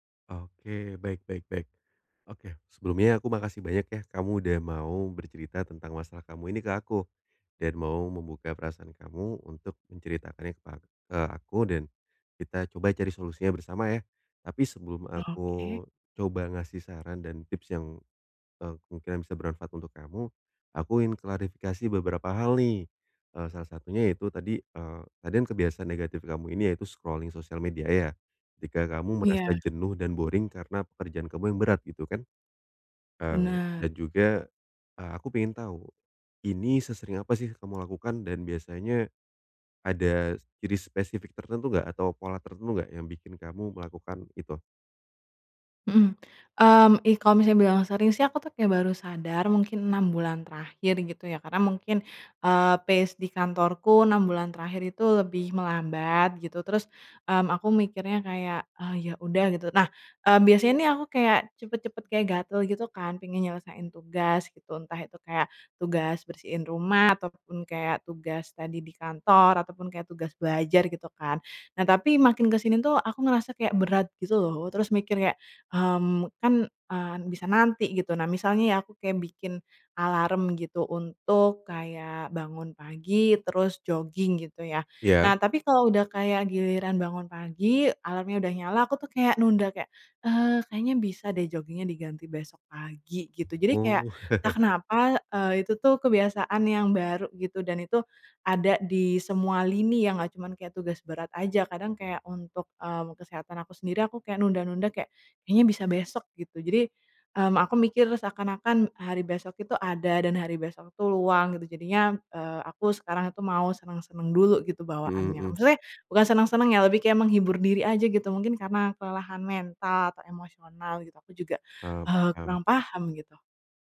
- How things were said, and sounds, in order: in English: "scrolling"; in English: "boring"; tapping; chuckle
- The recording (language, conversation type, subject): Indonesian, advice, Bagaimana saya mulai mencari penyebab kebiasaan negatif yang sulit saya hentikan?